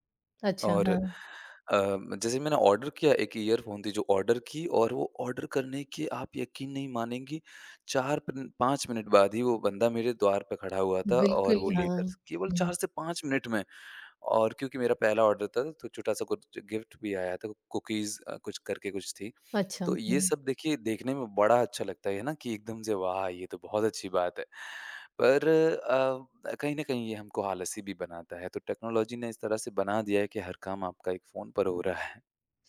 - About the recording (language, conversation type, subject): Hindi, podcast, फोन के बिना आपका एक दिन कैसे बीतता है?
- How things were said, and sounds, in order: in English: "ऑर्डर"; in English: "ऑर्डर"; in English: "ऑर्डर"; tapping; other background noise; in English: "ऑर्डर"; in English: "गिफ़्ट"; in English: "कुकीज़"; in English: "टेक्नोलॉजी"